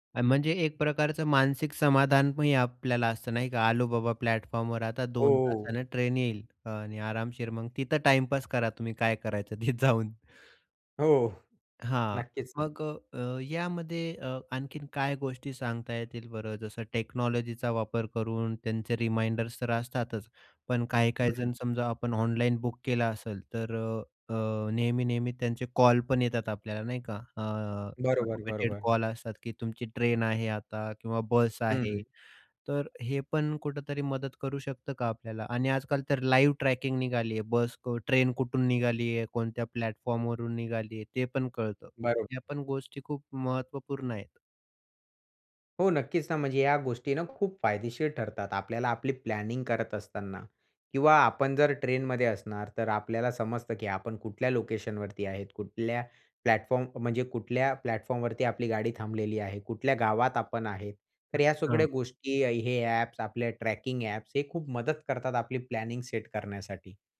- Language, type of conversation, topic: Marathi, podcast, तुम्ही कधी फ्लाइट किंवा ट्रेन चुकवली आहे का, आणि तो अनुभव सांगू शकाल का?
- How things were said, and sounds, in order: tapping; in English: "प्लॅटफॉर्मवर"; other noise; laughing while speaking: "तिथं जाऊन"; in English: "टेक्नॉलॉजीचा"; in English: "रिमाइंडर्स"; other background noise; in English: "प्लॅटफॉर्मवरून"; in English: "प्लॅनिंग"; in English: "प्लॅटफॉर्म"; in English: "प्लॅटफॉर्मवरती"; in English: "प्लॅनिंग"